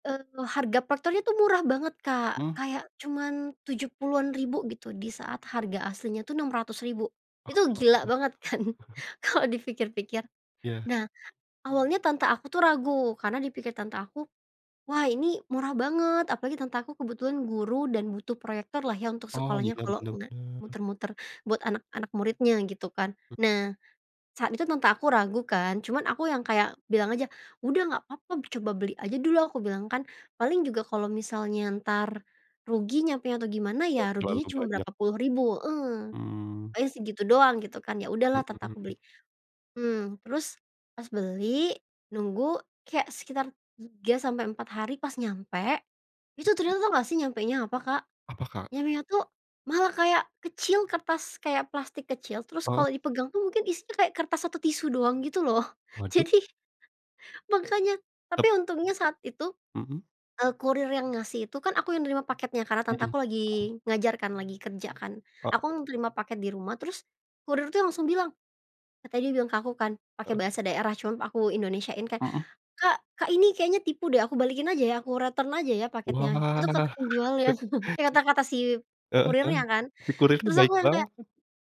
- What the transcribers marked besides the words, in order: other background noise; unintelligible speech; laughing while speaking: "kan? Kalau"; unintelligible speech; laughing while speaking: "loh, jadi makannya"; tapping; in English: "return"; chuckle
- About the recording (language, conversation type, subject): Indonesian, podcast, Apa pengalaman belanja daringmu yang paling berkesan?